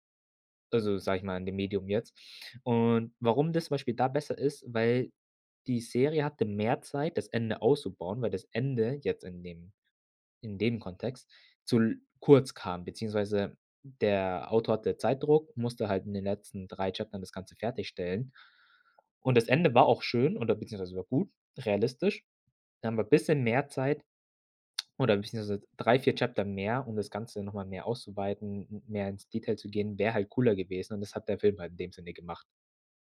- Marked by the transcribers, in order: in English: "Chaptern"; tongue click; in English: "Chapter"; in English: "Detail"
- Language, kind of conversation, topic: German, podcast, Was kann ein Film, was ein Buch nicht kann?